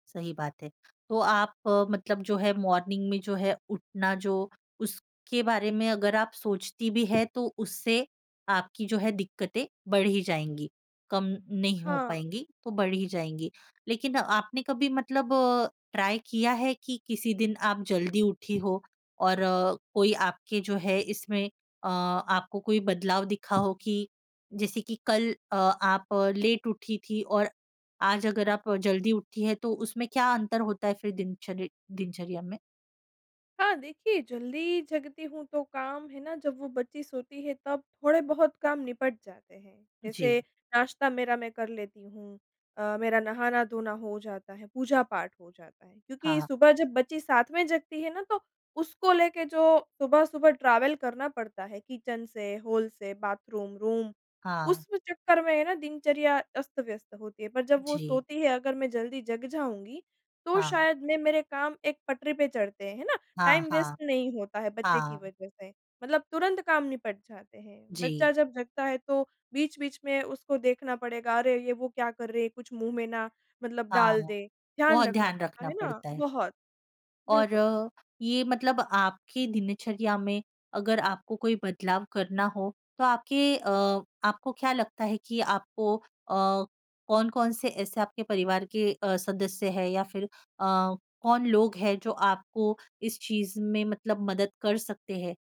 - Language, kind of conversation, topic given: Hindi, advice, बच्चों या परिवार की देखभाल के कारण आपकी दिनचर्या पर क्या असर पड़ता है?
- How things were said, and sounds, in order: in English: "मॉर्निंग"; tapping; in English: "ट्राई"; in English: "लेट"; in English: "ट्रैवल"; in English: "किचन"; in English: "हॉल"; in English: "बाथरूम, रूम"; in English: "टाइम वेस्ट"